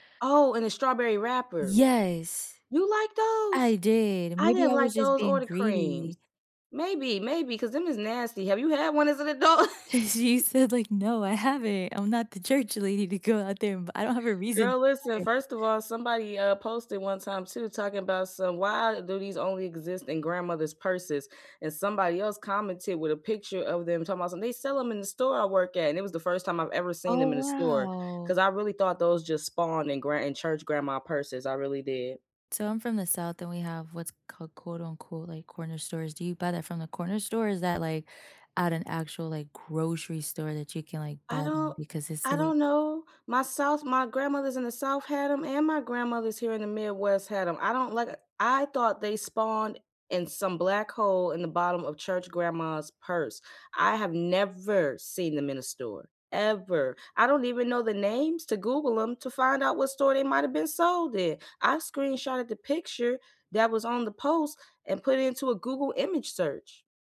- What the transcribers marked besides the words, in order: chuckle; laugh; unintelligible speech
- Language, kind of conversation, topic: English, unstructured, What photo on your phone has a good story behind it?
- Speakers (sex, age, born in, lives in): female, 30-34, United States, United States; female, 35-39, United States, United States